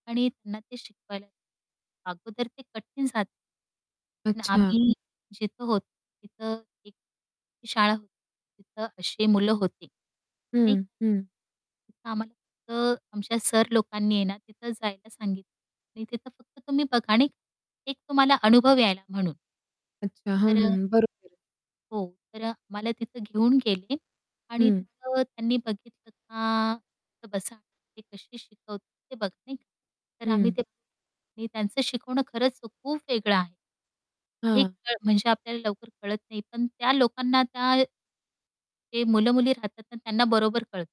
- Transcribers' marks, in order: distorted speech; static
- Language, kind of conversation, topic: Marathi, podcast, समावेशक शिक्षण म्हणजे नेमकं काय, आणि ते प्रत्यक्षात कसं राबवायचं?